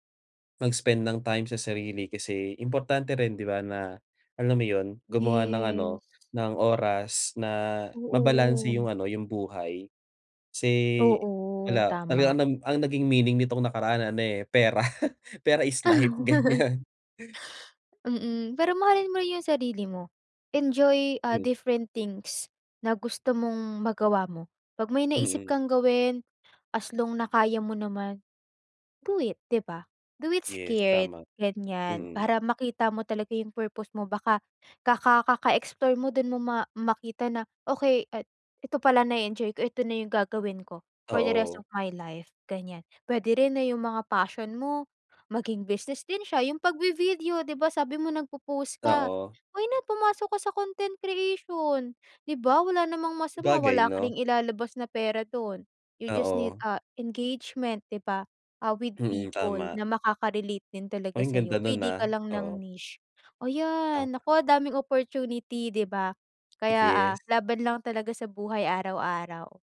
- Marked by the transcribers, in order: tapping; chuckle; laugh; laughing while speaking: "ganiyan"; in English: "enjoy, ah, different things"; in English: "do it"; in English: "Do it scared"; in English: "You just need, ah, engagement"; in English: "niche"
- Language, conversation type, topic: Filipino, advice, Paano ko mahahanap ang kahulugan sa araw-araw na gawain ko?
- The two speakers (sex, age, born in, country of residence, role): female, 20-24, Philippines, Philippines, advisor; male, 25-29, Philippines, Philippines, user